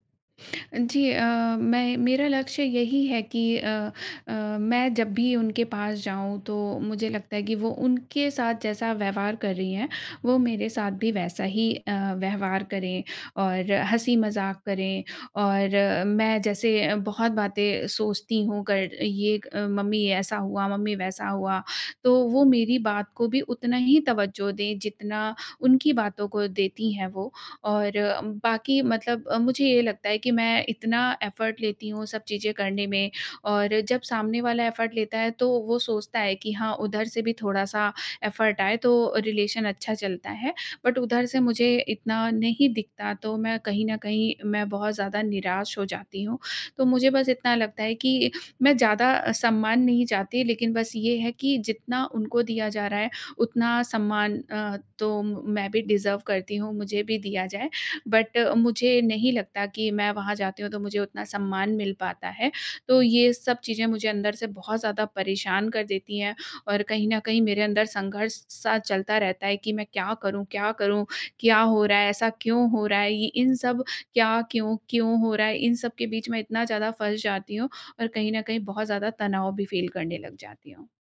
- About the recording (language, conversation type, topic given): Hindi, advice, शादी के बाद ससुराल में स्वीकार किए जाने और अस्वीकार होने के संघर्ष से कैसे निपटें?
- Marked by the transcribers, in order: in English: "एफ़र्ट"; tapping; in English: "एफ़र्ट"; in English: "एफ़र्ट"; in English: "रिलेशन"; in English: "बट"; in English: "डिज़र्व"; in English: "बट"; in English: "फ़ील"